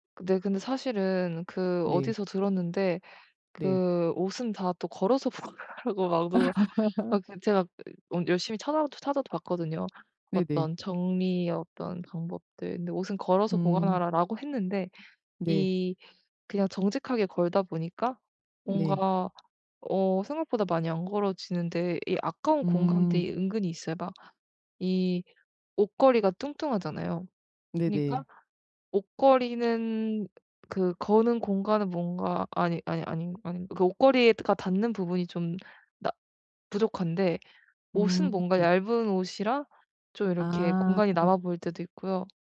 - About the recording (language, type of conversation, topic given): Korean, advice, 한정된 공간에서 물건을 가장 효율적으로 정리하려면 어떻게 시작하면 좋을까요?
- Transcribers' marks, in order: laughing while speaking: "보관하라고 막 누가"; tapping; other background noise